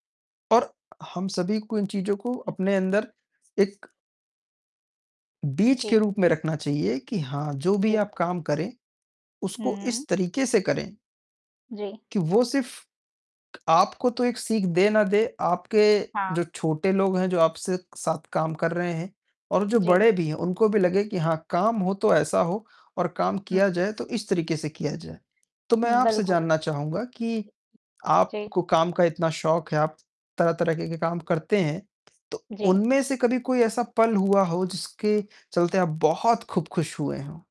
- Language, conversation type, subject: Hindi, unstructured, आपको अपने काम का सबसे मज़ेदार हिस्सा क्या लगता है?
- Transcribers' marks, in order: distorted speech; tapping; other background noise